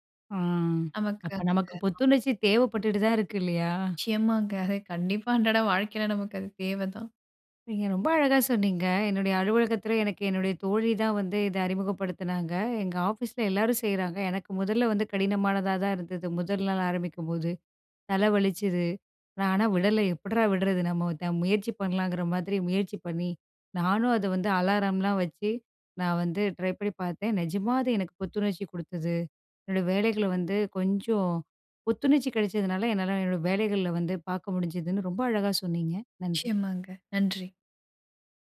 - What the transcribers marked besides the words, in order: drawn out: "ஆ"; other background noise
- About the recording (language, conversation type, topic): Tamil, podcast, சிறிய ஓய்வுத் தூக்கம் (பவர் நாப்) எடுக்க நீங்கள் எந்த முறையைப் பின்பற்றுகிறீர்கள்?